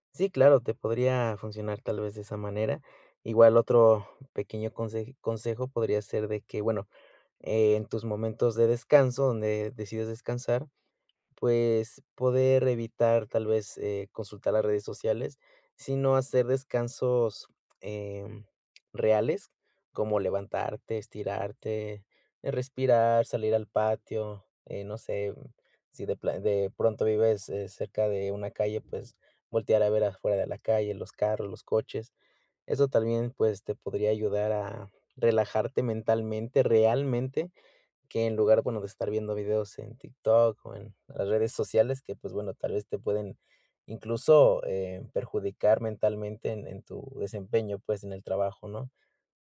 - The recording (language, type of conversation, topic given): Spanish, advice, ¿Cómo puedo reducir las distracciones y mantener la concentración por más tiempo?
- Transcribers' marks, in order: none